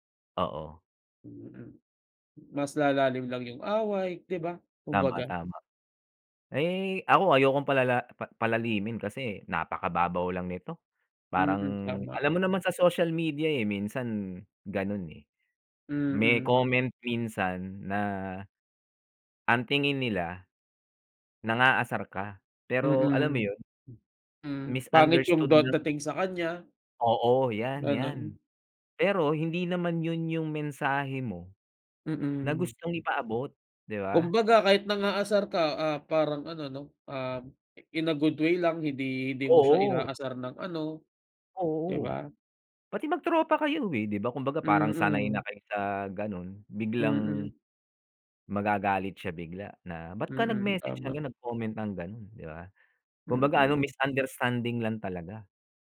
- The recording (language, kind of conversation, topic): Filipino, unstructured, Paano mo nilulutas ang mga tampuhan ninyo ng kaibigan mo?
- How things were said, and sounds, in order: none